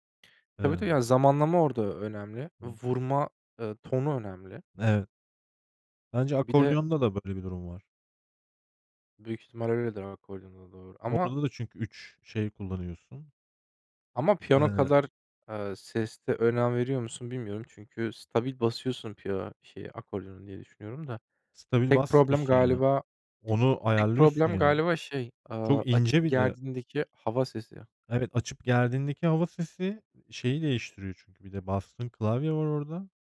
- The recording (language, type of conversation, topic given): Turkish, unstructured, Bir günlüğüne herhangi bir enstrümanı çalabilseydiniz, hangi enstrümanı seçerdiniz?
- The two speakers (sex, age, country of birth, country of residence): male, 25-29, Germany, Germany; male, 35-39, Turkey, Germany
- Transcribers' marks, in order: other background noise; unintelligible speech; other noise; tapping